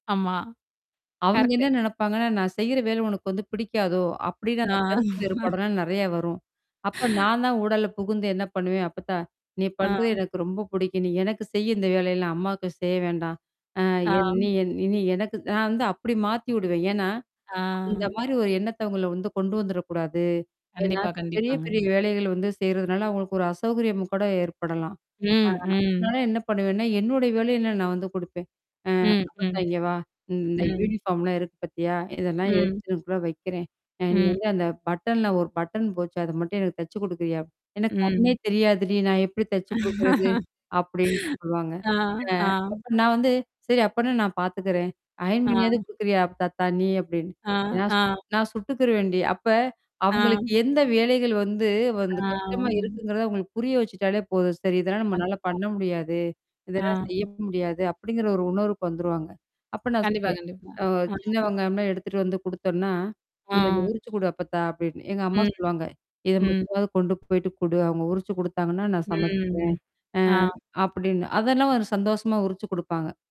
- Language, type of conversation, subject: Tamil, podcast, பாட்டி தாத்தா வீட்டுக்கு வந்து வீட்டுப்பணி அல்லது குழந்தைப் பராமரிப்பில் உதவச் சொன்னால், அதை நீங்கள் எப்படி ஏற்றுக்கொள்வீர்கள்?
- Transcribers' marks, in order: tapping; laughing while speaking: "ஆ"; distorted speech; inhale; wind; drawn out: "ஆ"; other background noise; mechanical hum; in English: "யூனிஃபார்ம்"; laughing while speaking: "ஆ"; drawn out: "ஆம்"; static; drawn out: "ம்"